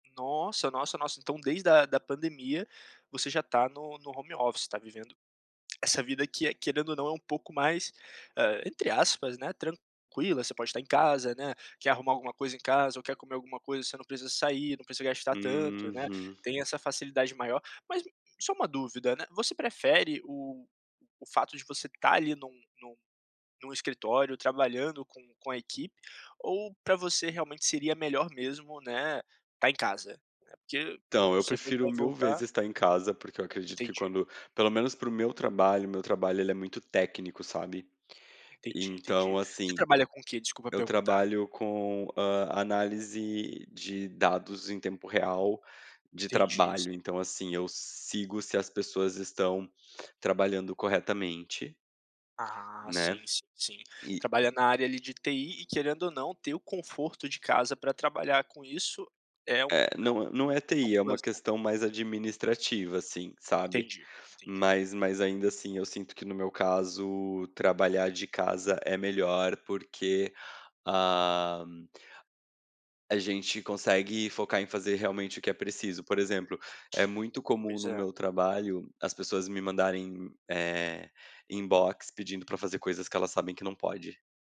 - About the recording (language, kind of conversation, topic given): Portuguese, podcast, Como você equilibra trabalho, vida e autocuidado?
- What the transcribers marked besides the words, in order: in English: "home office"; other background noise; in English: "plus"; tapping; in English: "inbox"